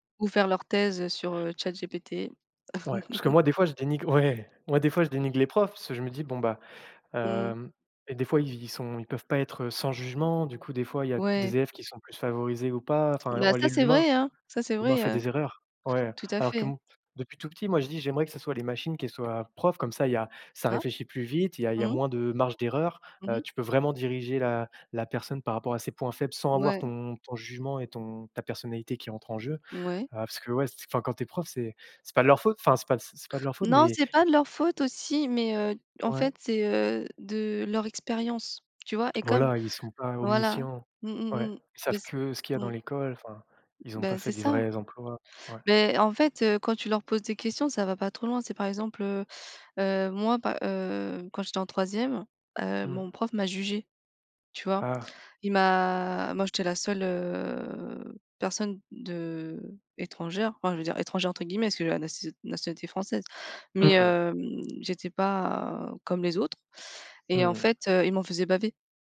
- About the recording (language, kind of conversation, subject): French, unstructured, Comment gérez-vous le temps que vous passez devant les écrans ?
- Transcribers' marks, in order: chuckle; other background noise